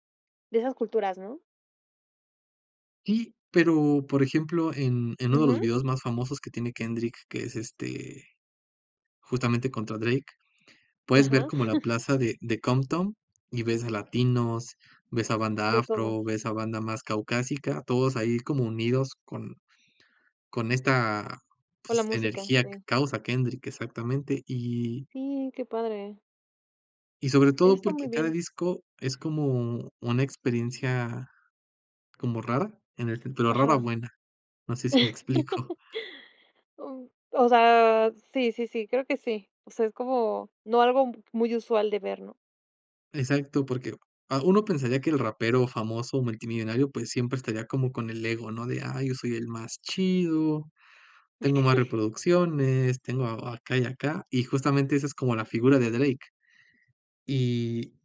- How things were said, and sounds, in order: chuckle; tapping; laughing while speaking: "no sé si me explico"; laugh; chuckle
- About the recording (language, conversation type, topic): Spanish, podcast, ¿Qué artista recomendarías a cualquiera sin dudar?